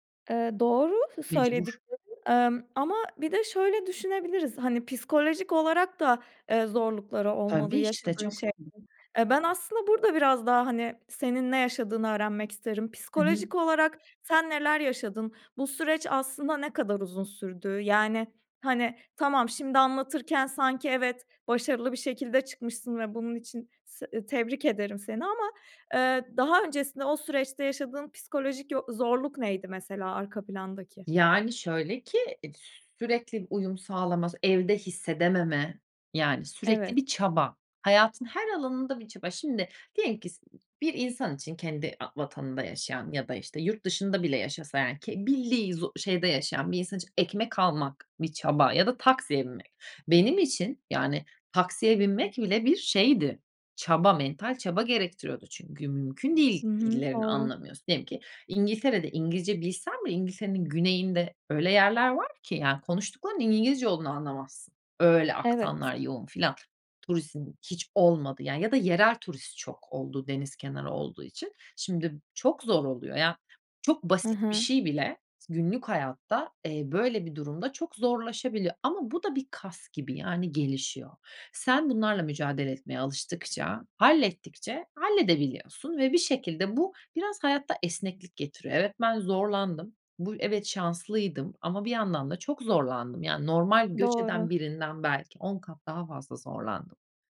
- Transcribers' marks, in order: other background noise; unintelligible speech; tapping
- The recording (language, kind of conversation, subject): Turkish, podcast, Dil bilmeden nasıl iletişim kurabiliriz?
- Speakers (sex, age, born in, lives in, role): female, 30-34, Turkey, Portugal, host; female, 35-39, Turkey, Italy, guest